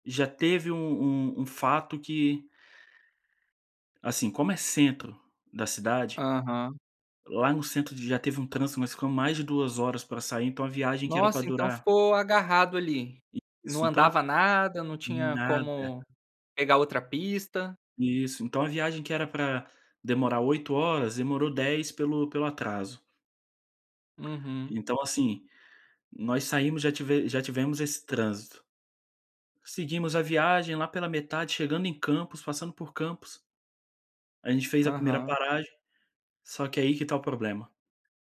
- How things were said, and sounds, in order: none
- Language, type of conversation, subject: Portuguese, podcast, Você já viajou sozinho? Como foi?